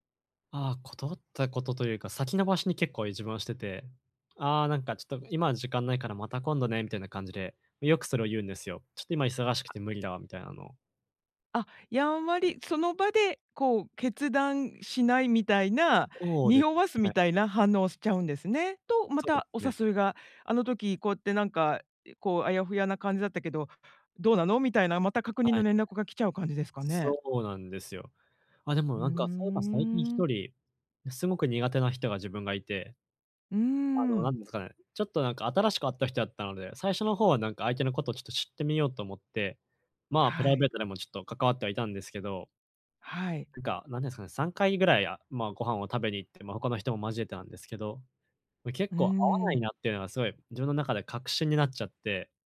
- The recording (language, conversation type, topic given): Japanese, advice, 優しく、はっきり断るにはどうすればいいですか？
- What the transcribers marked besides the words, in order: none